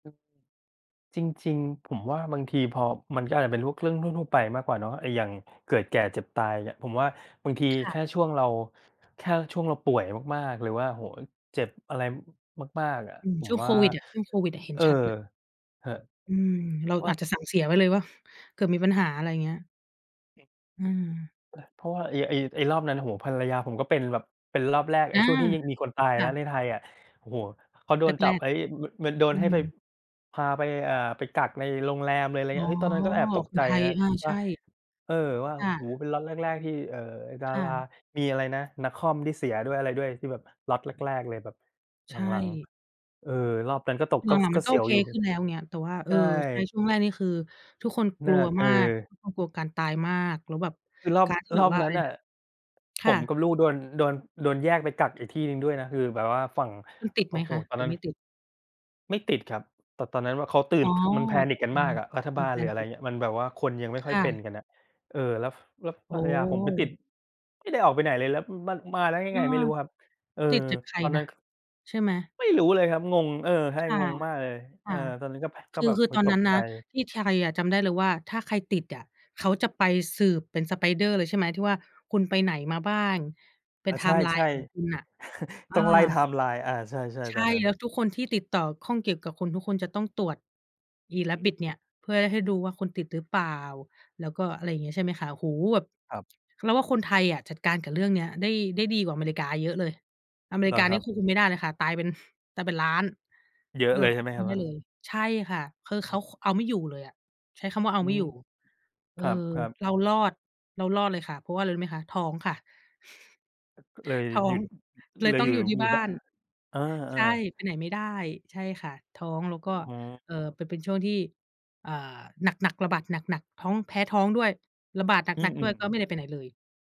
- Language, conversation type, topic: Thai, unstructured, คุณเคยรู้สึกไหมว่าการคิดถึงความตายทำให้คุณเห็นคุณค่าของชีวิตมากขึ้น?
- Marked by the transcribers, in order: other background noise; tapping; in English: "panic"; stressed: "ไม่"; in English: "ไทม์ไลน์"; chuckle; in English: "ไทม์ไลน์"; chuckle